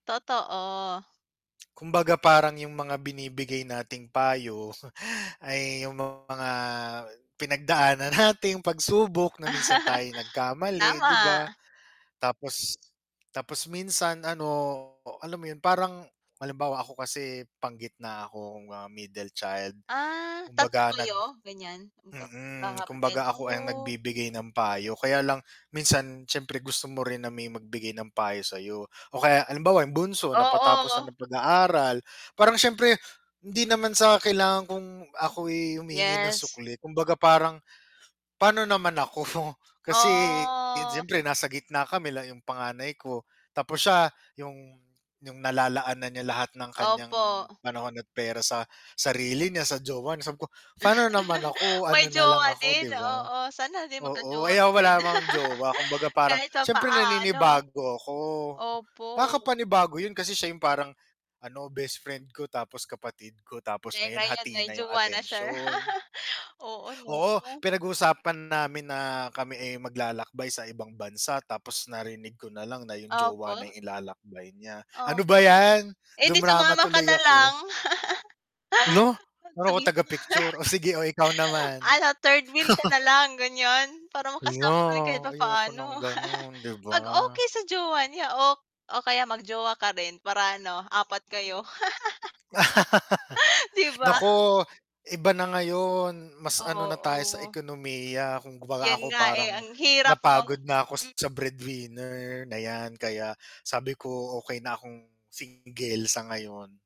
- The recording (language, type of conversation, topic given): Filipino, unstructured, Paano mo ipinapakita ang suporta mo sa mga mahal mo sa buhay?
- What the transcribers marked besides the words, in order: static; scoff; distorted speech; other background noise; laugh; scoff; drawn out: "Oh!"; chuckle; laugh; "siya" said as "sher"; chuckle; chuckle; chuckle; chuckle; laugh